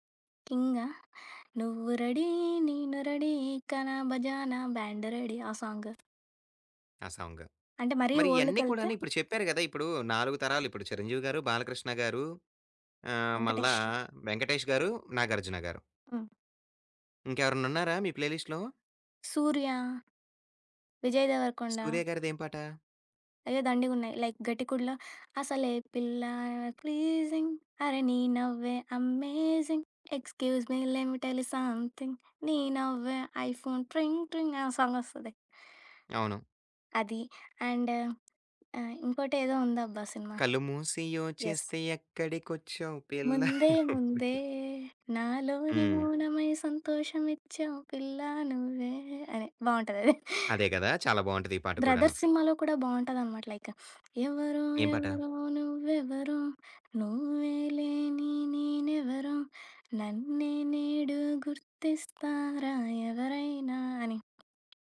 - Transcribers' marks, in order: other background noise; singing: "నువ్వు రెడీ నేను రెడీ గానా బజానా బ్యాండ్ రెడీ"; in English: "సాంగ్"; in English: "సాంగ్"; in English: "ఓల్డ్‌కెళ్తే"; tapping; in English: "ప్లేలిస్ట్‌లో?"; in English: "లైక్"; singing: "అసలే పిల్ల ప్లీజింగ్ అరె నీ … ఐఫోన్ ట్రింగ్ ట్రింగ్"; in English: "అండ్"; singing: "కళ్ళు మూసి యోచిస్తే ఎక్కడికొచ్చావు పిల్లా నువ్వే"; in English: "యెస్"; singing: "ముందే ముందే నాలోని మౌనమై సంతోషమిచ్చావు పిల్ల నువ్వే"; chuckle; in English: "లైక్"; singing: "ఎవరో ఎవరో నువ్వెవరో నువ్వే లేని నేనెవరో నన్నే నేడు గుర్తిస్తారా ఎవరైనా"
- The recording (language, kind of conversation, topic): Telugu, podcast, పాత జ్ఞాపకాలు గుర్తుకొచ్చేలా మీరు ప్లేలిస్ట్‌కి ఏ పాటలను జోడిస్తారు?